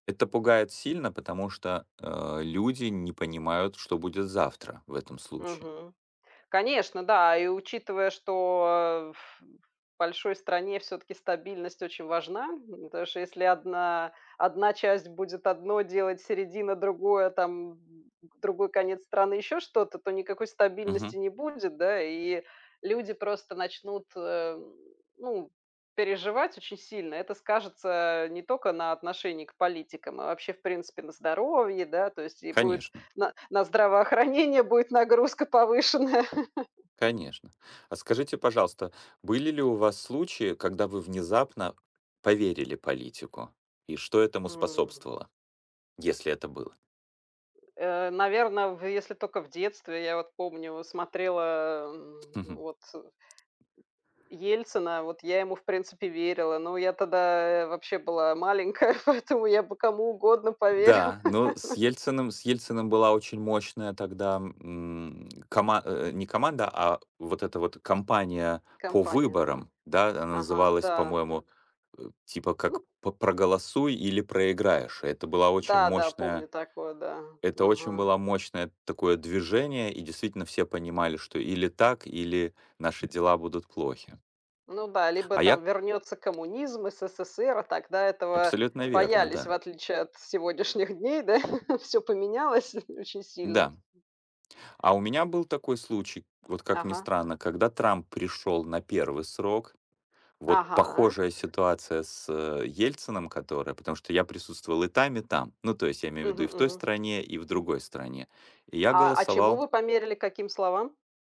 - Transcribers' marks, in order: other background noise; laughing while speaking: "на здравоохранение, будет нагрузка повышенная"; tapping; "только" said as "тока"; chuckle; laughing while speaking: "кому угодно поверила"; laugh; laughing while speaking: "сегодняшних дней, да. Всё"
- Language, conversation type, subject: Russian, unstructured, Как вы думаете, почему люди не доверяют политикам?